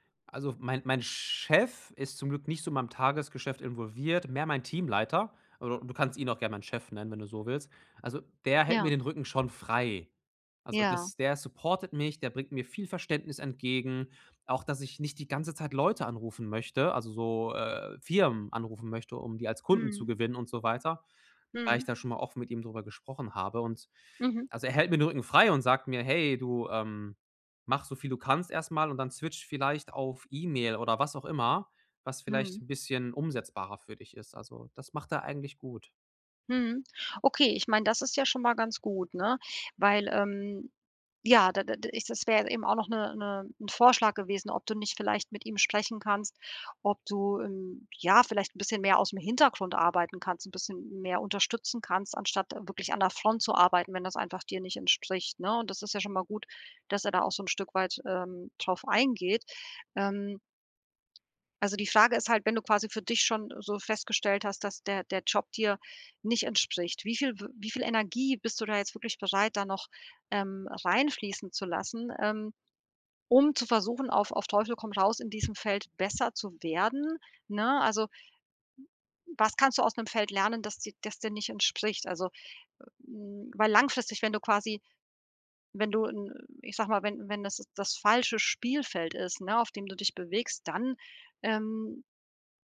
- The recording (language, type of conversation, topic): German, advice, Wie gehe ich mit Misserfolg um, ohne mich selbst abzuwerten?
- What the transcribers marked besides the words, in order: in English: "switch"; other background noise; other noise; stressed: "dann"